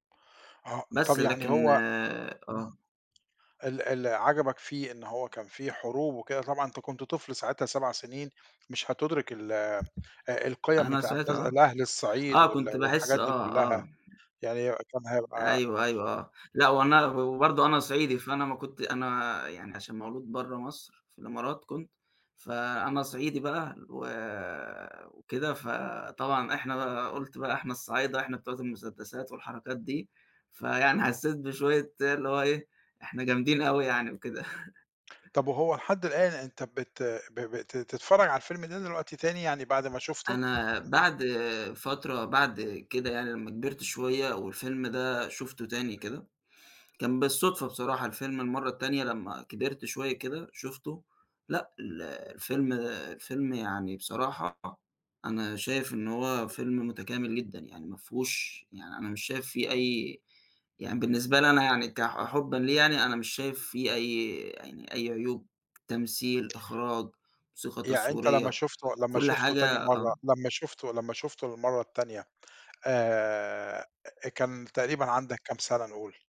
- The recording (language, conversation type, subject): Arabic, podcast, إيه هو الفيلم اللي أثّر فيك وليه؟
- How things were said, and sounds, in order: unintelligible speech; tapping; other background noise; unintelligible speech; chuckle